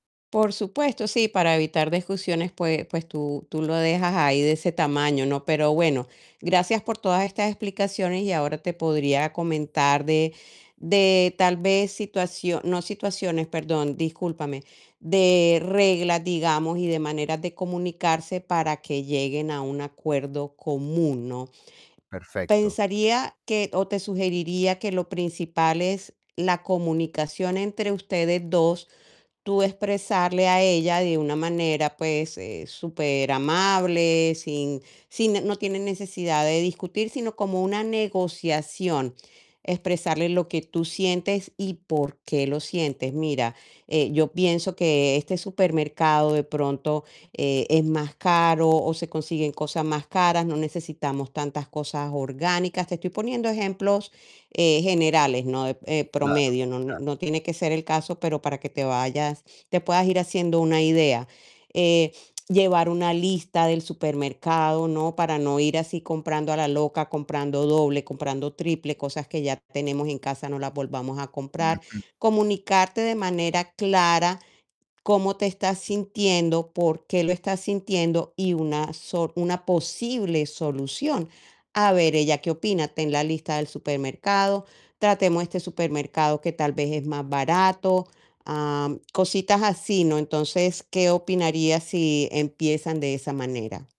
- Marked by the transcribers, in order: static
- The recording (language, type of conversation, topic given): Spanish, advice, ¿Cómo puedo manejar los conflictos con mi pareja por tener hábitos de gasto muy diferentes?